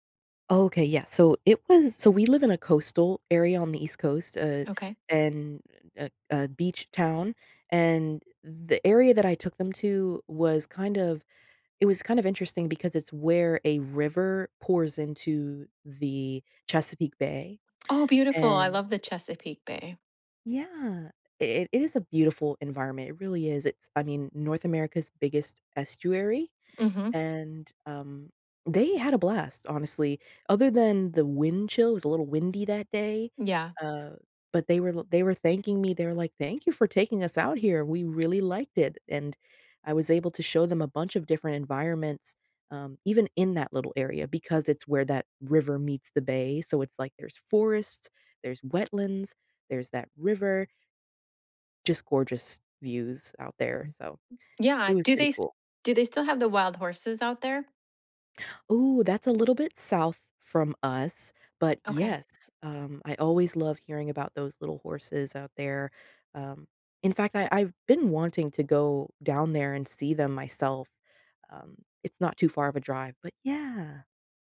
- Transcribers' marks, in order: other background noise; tapping
- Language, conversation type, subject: English, unstructured, How do you usually spend time with your family?
- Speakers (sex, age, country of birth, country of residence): female, 25-29, United States, United States; female, 45-49, United States, United States